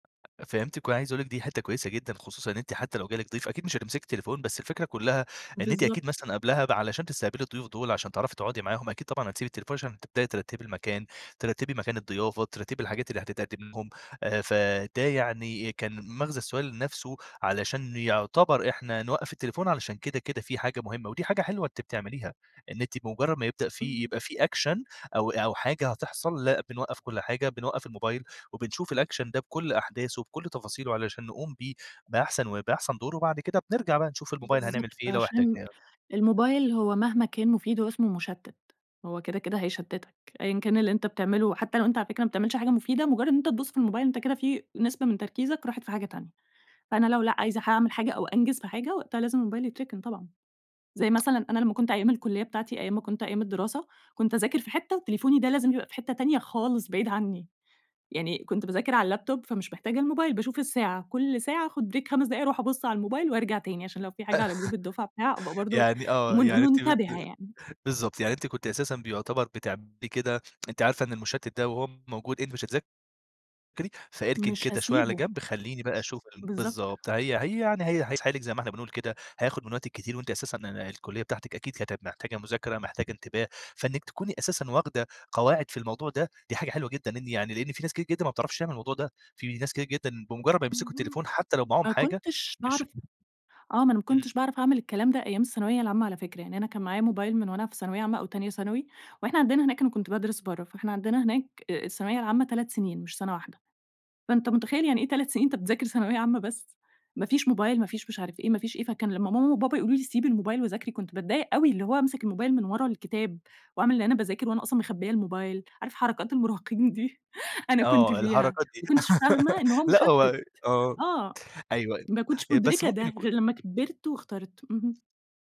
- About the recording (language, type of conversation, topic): Arabic, podcast, إزاي بتحطوا حدود لاستخدام الموبايل في البيت؟
- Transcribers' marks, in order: tapping; other background noise; background speech; in English: "أكشن"; in English: "اللابتوب"; in English: "بريك"; laugh; in English: "جروب"; laugh; chuckle